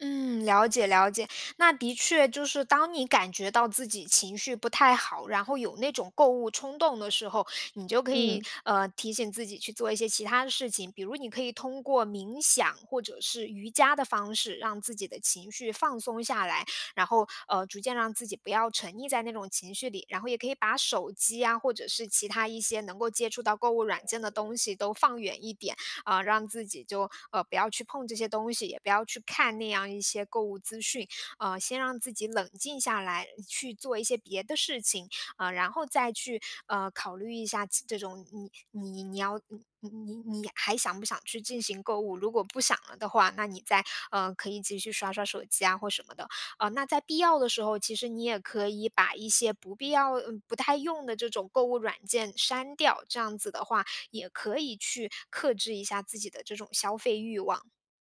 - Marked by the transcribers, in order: none
- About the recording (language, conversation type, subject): Chinese, advice, 如何识别导致我因情绪波动而冲动购物的情绪触发点？